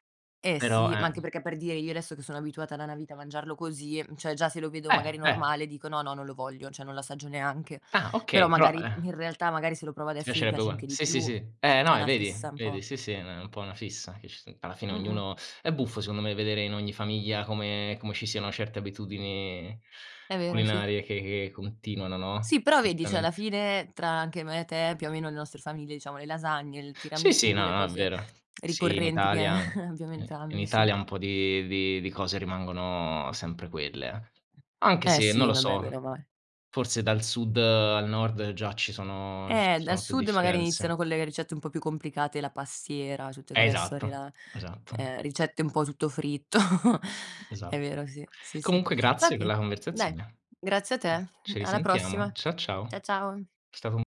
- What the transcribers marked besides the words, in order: "una" said as "na"; "cioè" said as "ceh"; "una" said as "na"; chuckle; other background noise; laughing while speaking: "fritto"; chuckle; tapping
- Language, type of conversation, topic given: Italian, unstructured, Qual è la ricetta che ti ricorda l’infanzia?